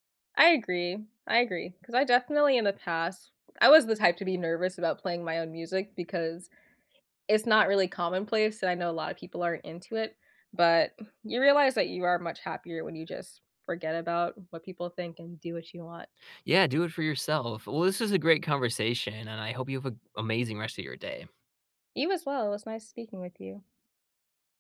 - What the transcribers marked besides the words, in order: tapping
- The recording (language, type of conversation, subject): English, unstructured, What small daily ritual should I adopt to feel like myself?